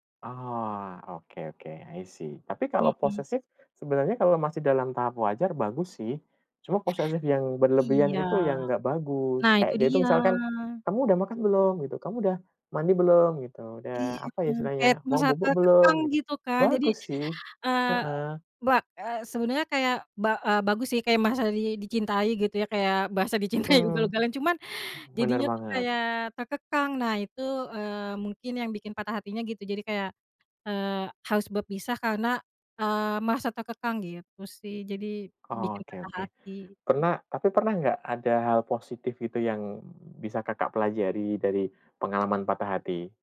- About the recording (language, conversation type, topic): Indonesian, unstructured, Bagaimana perasaanmu saat pertama kali mengalami patah hati?
- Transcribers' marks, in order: in English: "I See"; other background noise; laughing while speaking: "dicintai"; tapping